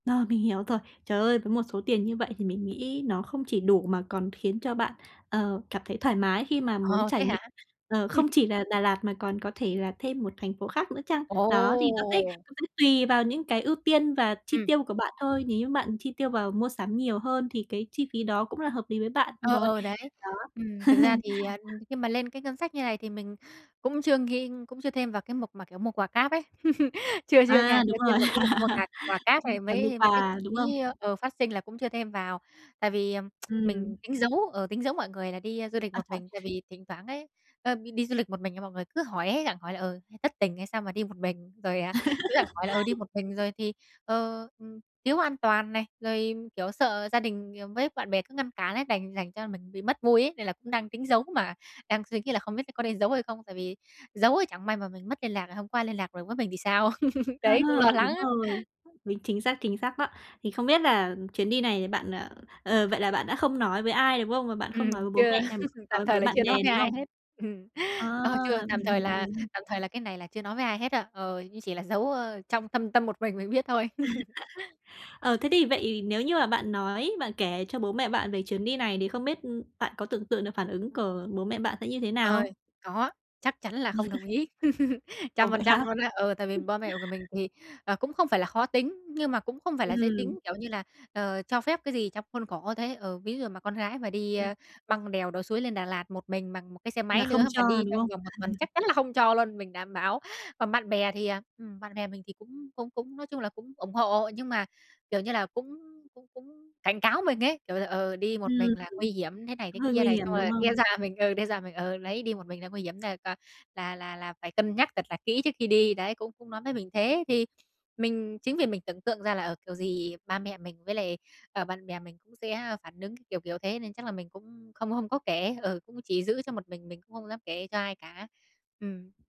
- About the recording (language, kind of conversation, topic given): Vietnamese, advice, Làm thế nào để lập kế hoạch cho một chuyến đi vui vẻ?
- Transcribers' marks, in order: tapping; chuckle; other background noise; chuckle; chuckle; laugh; tsk; chuckle; laughing while speaking: "Đấy, cũng lo lắng á"; chuckle; chuckle; laugh; unintelligible speech; chuckle; chuckle; unintelligible speech